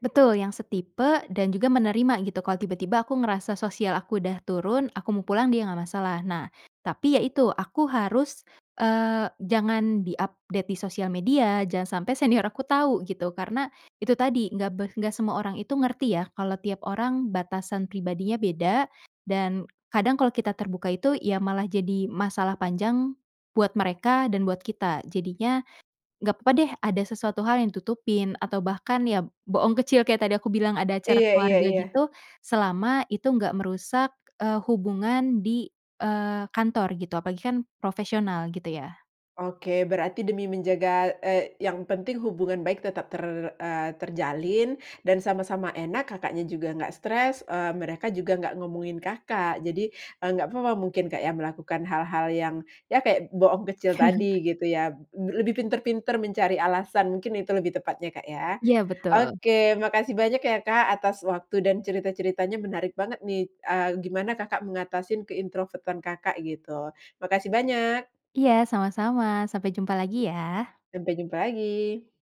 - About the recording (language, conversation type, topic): Indonesian, podcast, Bagaimana menyampaikan batasan tanpa terdengar kasar atau dingin?
- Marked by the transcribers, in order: in English: "update"; chuckle